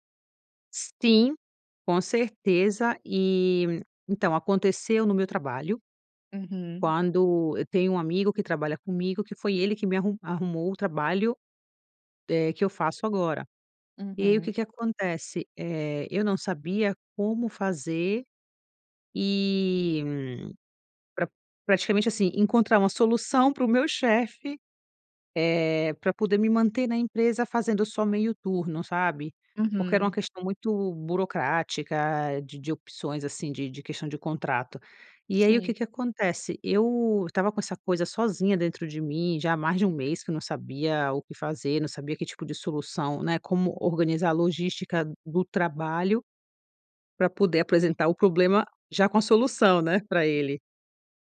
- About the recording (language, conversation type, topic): Portuguese, podcast, O que te inspira mais: o isolamento ou a troca com outras pessoas?
- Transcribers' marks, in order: none